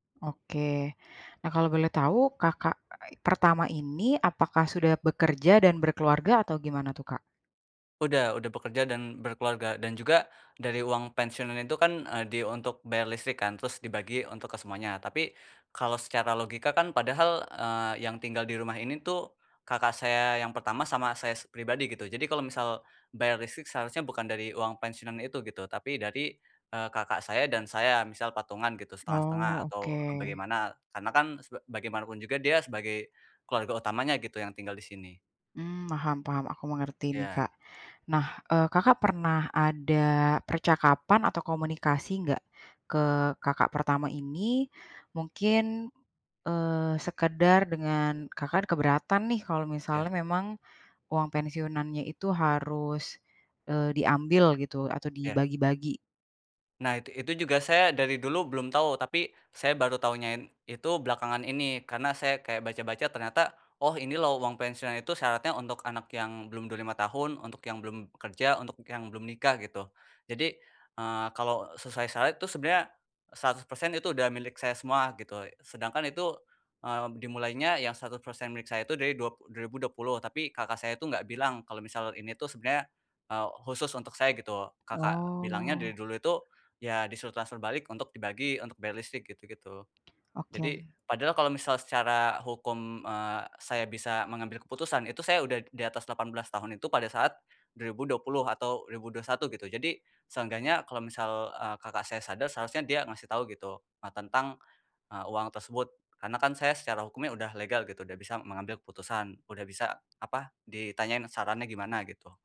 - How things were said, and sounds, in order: "paham-" said as "maham"; other background noise; tapping
- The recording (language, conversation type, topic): Indonesian, advice, Bagaimana cara membangun kembali hubungan setelah konflik dan luka dengan pasangan atau teman?